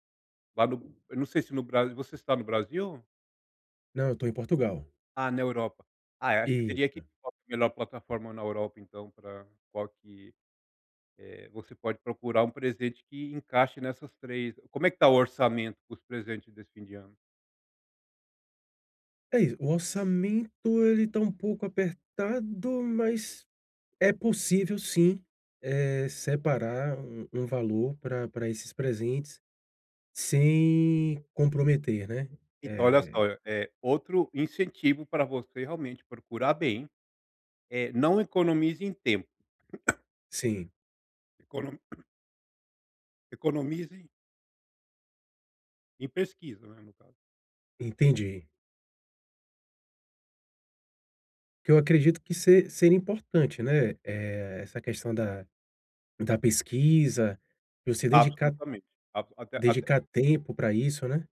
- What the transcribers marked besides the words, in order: unintelligible speech; other background noise; throat clearing
- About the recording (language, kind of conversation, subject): Portuguese, advice, Como posso encontrar um presente bom e adequado para alguém?